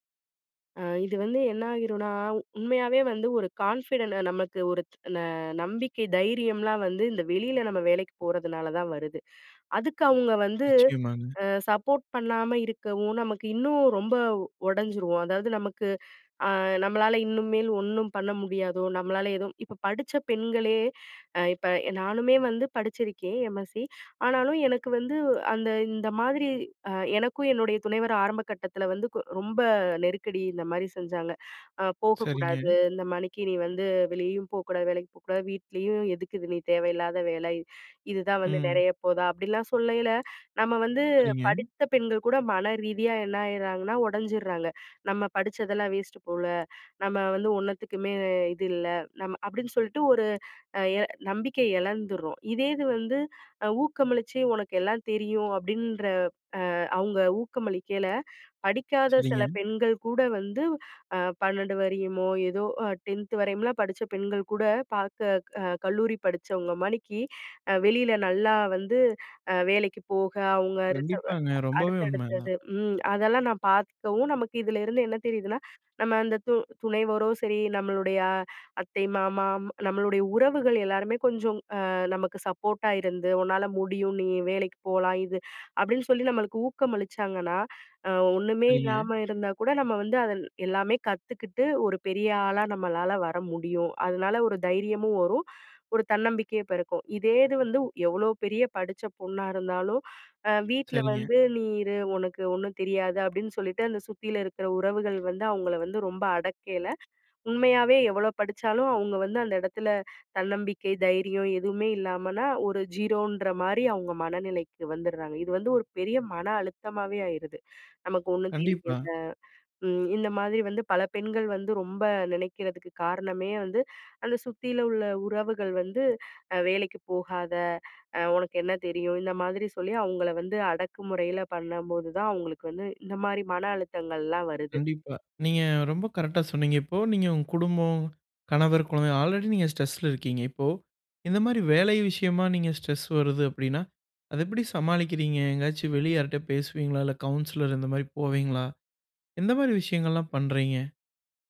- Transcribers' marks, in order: "கான்ஃபிடன்ட்ட" said as "கான்ஃபிடன"; "இனிமேல்" said as "இன்னுமேல்"; "இந்தமாரி" said as "இந்தமாணிக்கி"; "மாரி" said as "மாணிக்கி"; unintelligible speech; trusting: "கண்டிப்பாங்க. ரொம்பவே உண்மை அதான்"; trusting: "நம்ம அந்த து துணைவரும் சரி … நம்மளால வர முடியும்"; "தன்னம்பிக்கையும்" said as "தன்னம்பிக்கைய"; anticipating: "இப்போ இந்தமாரி வேலை விஷயமா நீங்க … எந்தமாரி விஷயங்கள்லாம் பண்றீங்க?"
- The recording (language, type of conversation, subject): Tamil, podcast, வேலைத் தேர்வு காலத்தில் குடும்பத்தின் அழுத்தத்தை நீங்கள் எப்படி சமாளிப்பீர்கள்?